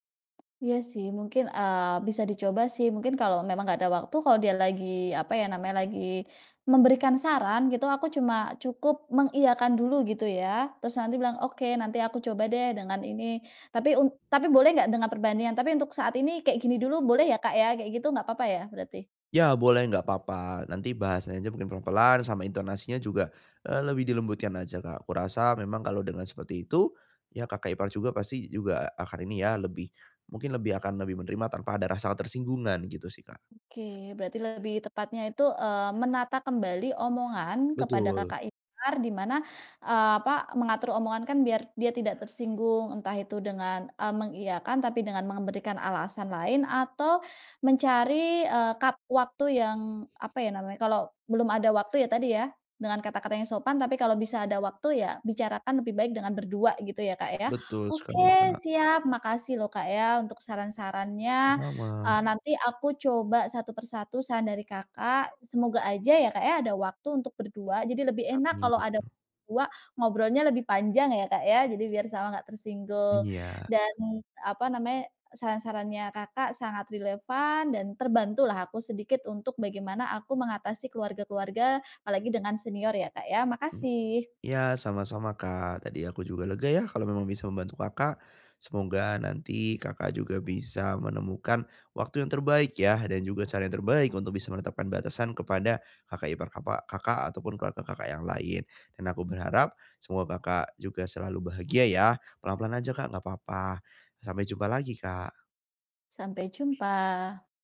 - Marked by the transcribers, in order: tapping; other background noise
- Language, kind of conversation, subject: Indonesian, advice, Bagaimana cara menetapkan batasan saat keluarga memberi saran?